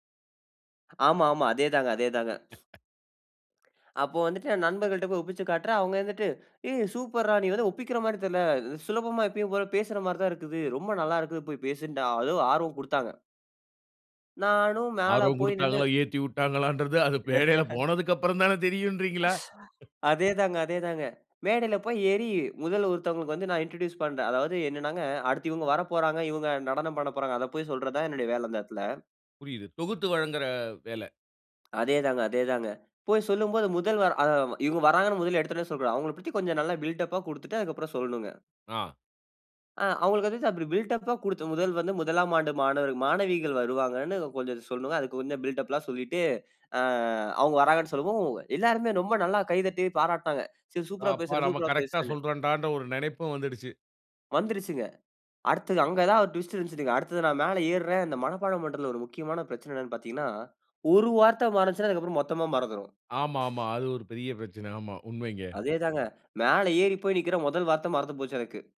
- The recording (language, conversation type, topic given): Tamil, podcast, பெரிய சவாலை எப்படி சமாளித்தீர்கள்?
- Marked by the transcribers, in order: other background noise; laughing while speaking: "ஆர்வம் குடுத்தாங்களா, ஏத்திவுட்டாங்களான்றது அது பேடைல போனதுக்கப்பறந்தான தெரியூன்றீங்களா?"; laugh; tapping; in English: "இன்ட்ரடியூஸ்"; unintelligible speech; inhale